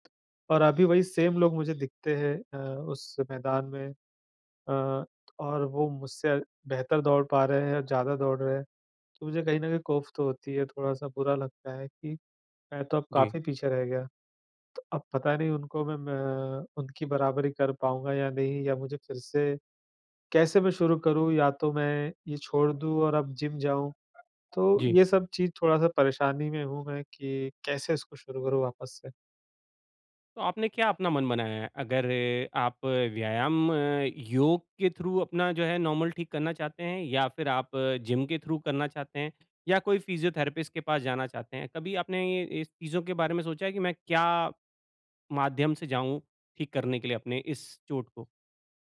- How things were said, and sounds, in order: in English: "सेम"; in English: "कॉफ"; in English: "थ्रू"; in English: "नॉर्मल"; in English: "थ्रू"; in English: "फिज़ियोथेरेपिस्ट"
- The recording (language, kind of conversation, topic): Hindi, advice, चोट के बाद मानसिक स्वास्थ्य को संभालते हुए व्यायाम के लिए प्रेरित कैसे रहें?